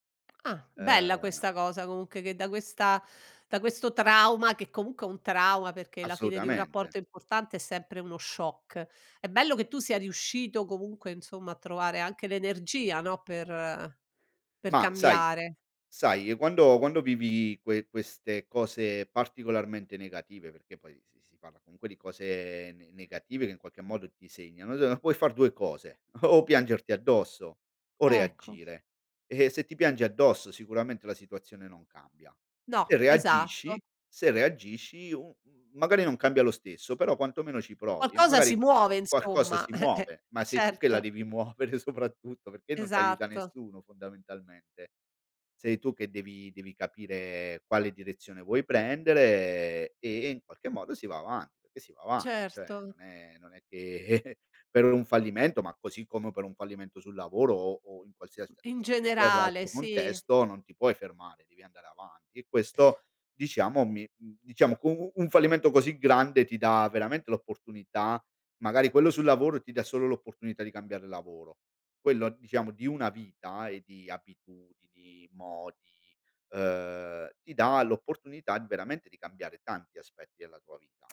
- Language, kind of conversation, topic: Italian, podcast, Hai mai vissuto un fallimento che poi si è rivelato una svolta?
- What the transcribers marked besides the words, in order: laughing while speaking: "o"; unintelligible speech; chuckle; chuckle